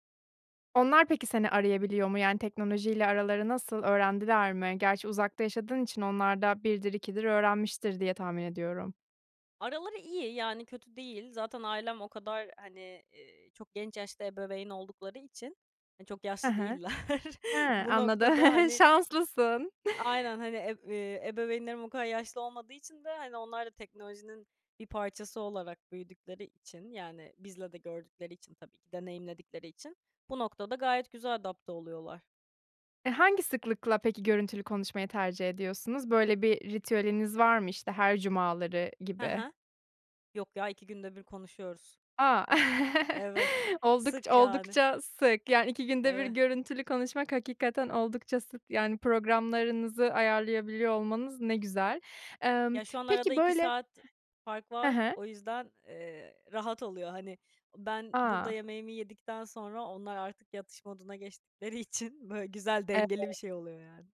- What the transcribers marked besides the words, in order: other background noise; laughing while speaking: "değiller"; chuckle; chuckle
- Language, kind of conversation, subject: Turkish, podcast, Yüz yüze sohbetlerin çevrimiçi sohbetlere göre avantajları nelerdir?